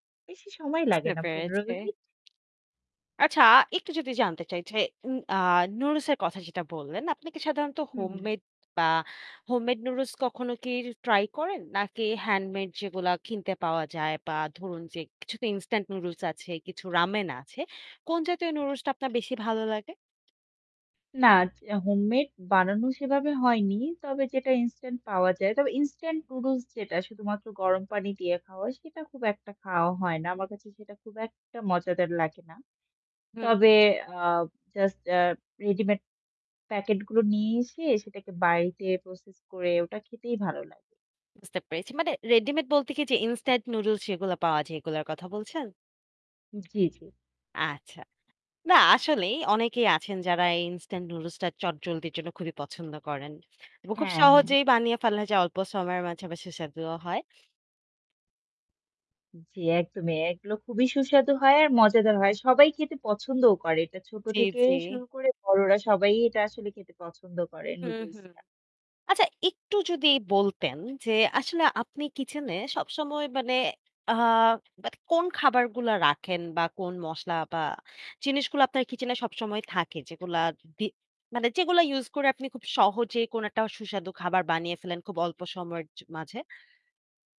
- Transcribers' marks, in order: distorted speech; static
- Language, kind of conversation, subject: Bengali, podcast, বাড়িতে কম সময়ে দ্রুত ও সুস্বাদু খাবার কীভাবে বানান?